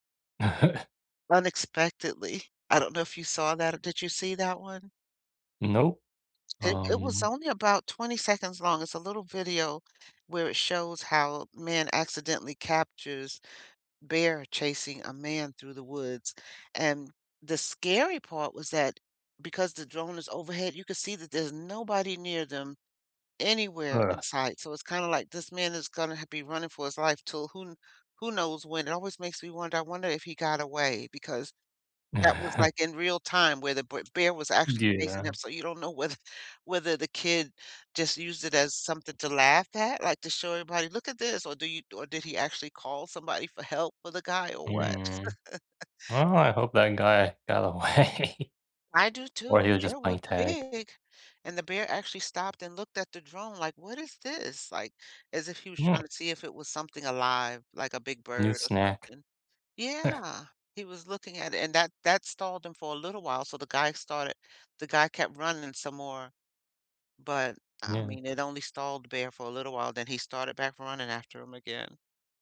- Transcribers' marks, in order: chuckle; tapping; chuckle; laughing while speaking: "whether"; chuckle; other background noise; laughing while speaking: "got away"; chuckle
- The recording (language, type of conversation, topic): English, unstructured, Can technology help education more than it hurts it?